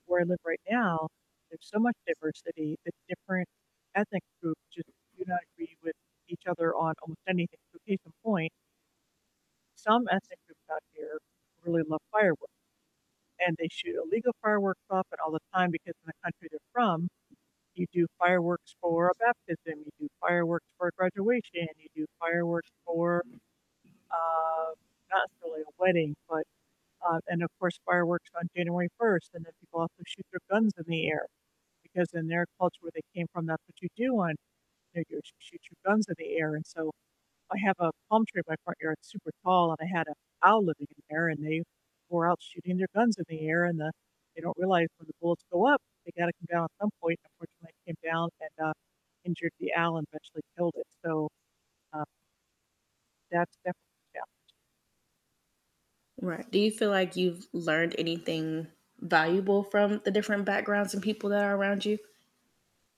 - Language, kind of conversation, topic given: English, unstructured, What does diversity add to a community’s culture?
- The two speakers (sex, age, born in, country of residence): female, 25-29, United States, United States; female, 60-64, United States, United States
- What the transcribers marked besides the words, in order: static; distorted speech; tapping; other background noise